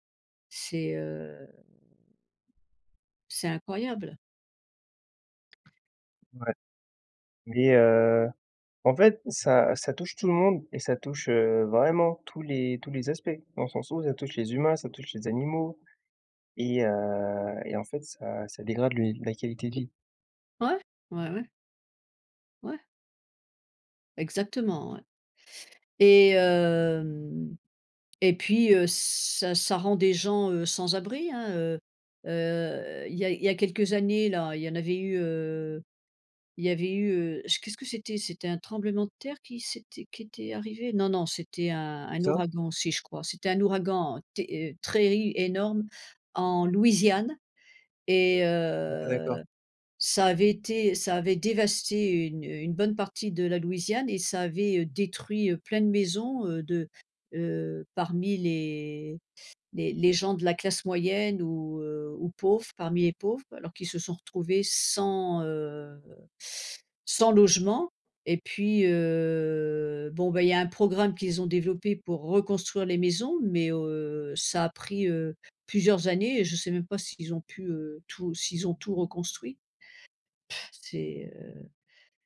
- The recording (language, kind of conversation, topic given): French, unstructured, Comment ressens-tu les conséquences des catastrophes naturelles récentes ?
- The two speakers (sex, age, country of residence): female, 65-69, United States; male, 20-24, France
- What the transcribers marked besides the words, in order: drawn out: "heu"; other background noise; tapping; drawn out: "hem"; stressed: "Louisiane"